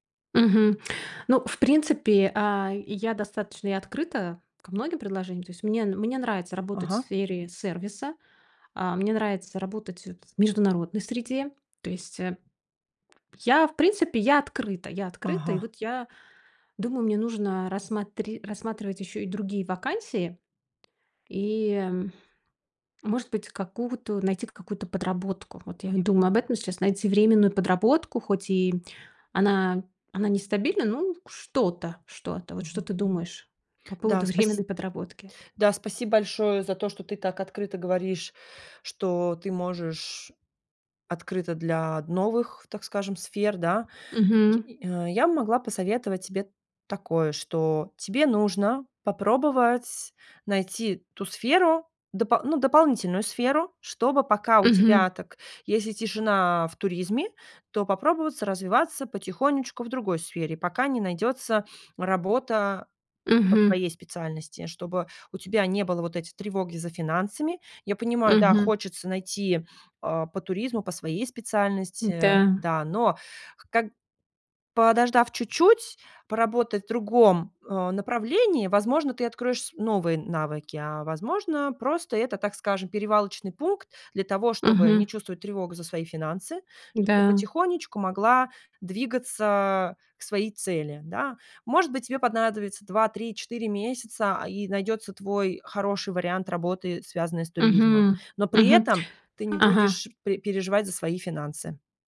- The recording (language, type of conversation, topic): Russian, advice, Как справиться с неожиданной потерей работы и тревогой из-за финансов?
- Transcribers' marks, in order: laughing while speaking: "временной"; tapping